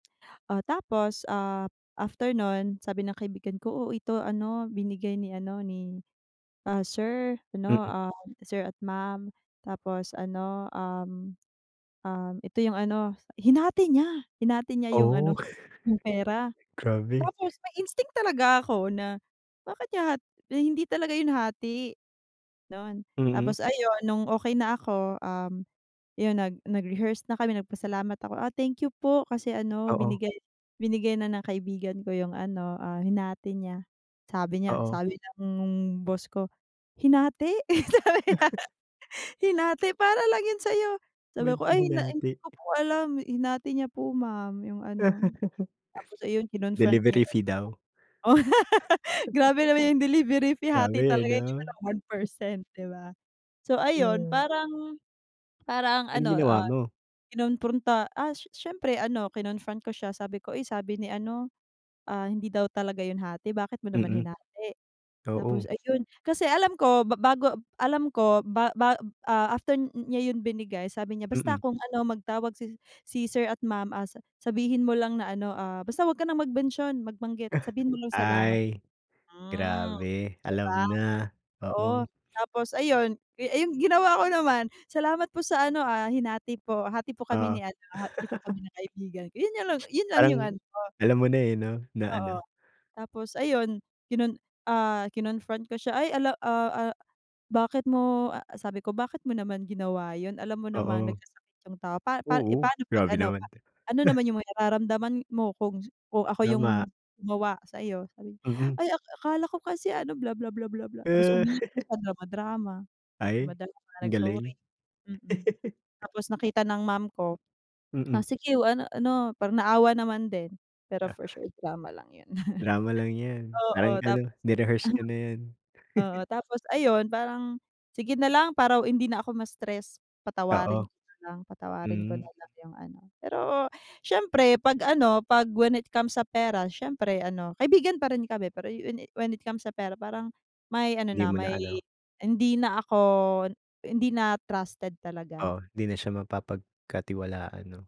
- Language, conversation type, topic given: Filipino, unstructured, Paano mo hinaharap ang pagtataksil ng isang kaibigan?
- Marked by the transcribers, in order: chuckle; laughing while speaking: "Sabi niya"; chuckle; other background noise; laugh; chuckle; chuckle; "kinompronta" said as "kinonpronta"; chuckle; chuckle; laugh; chuckle; chuckle; "sige" said as "sigew"; chuckle; unintelligible speech; chuckle